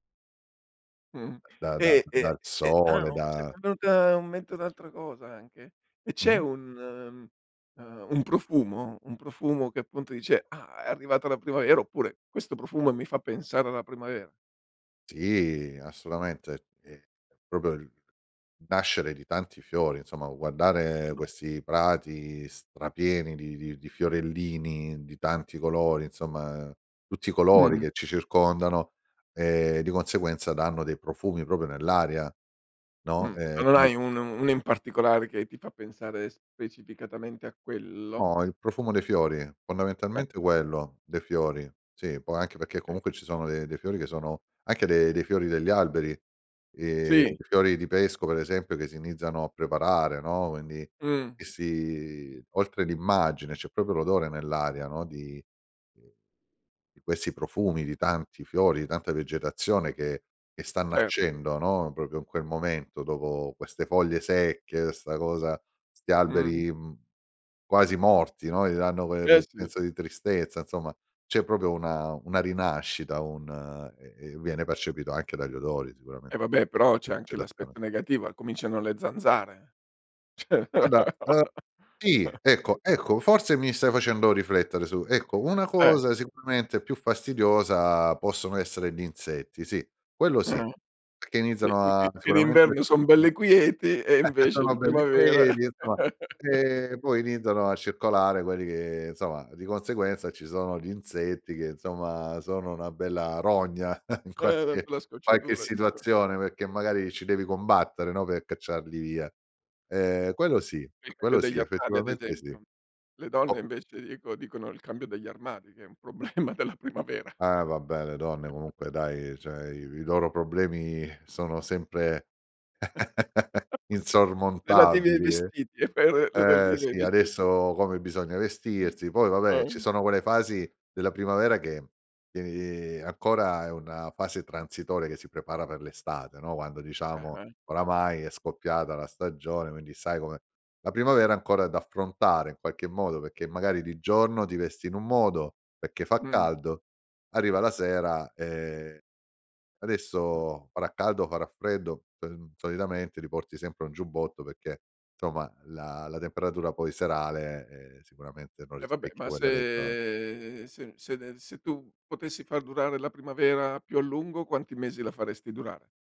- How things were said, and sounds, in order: other background noise; "assolutamente" said as "assulamente"; "proprio" said as "propio"; unintelligible speech; "proprio" said as "propio"; "Okay" said as "kay"; "perché" said as "pecché"; "proprio" said as "popio"; "proprio" said as "popio"; "proprio" said as "popio"; tapping; "Guarda" said as "guadda"; laughing while speaking: "ceh, o no?"; "cioè" said as "ceh"; chuckle; "perché" said as "pecché"; chuckle; chuckle; chuckle; laughing while speaking: "in qualche"; chuckle; "perché" said as "pecché"; laughing while speaking: "problema della"; chuckle; chuckle; "relative" said as "reraldive"; "perché" said as "pecché"; "giorno" said as "gionno"; "perché" said as "pecché"; "perché" said as "pecché"; drawn out: "se"
- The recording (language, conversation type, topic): Italian, podcast, Cosa ti piace di più dell'arrivo della primavera?